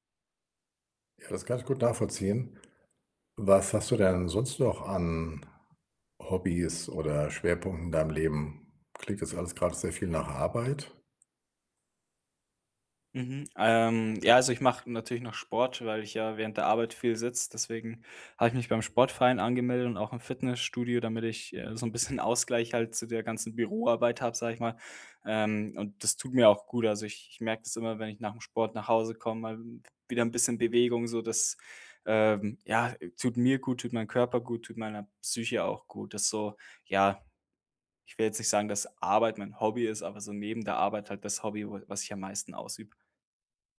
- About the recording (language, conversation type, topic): German, advice, Warum fällt es mir schwer, zu Hause zu entspannen und loszulassen?
- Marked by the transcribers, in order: other background noise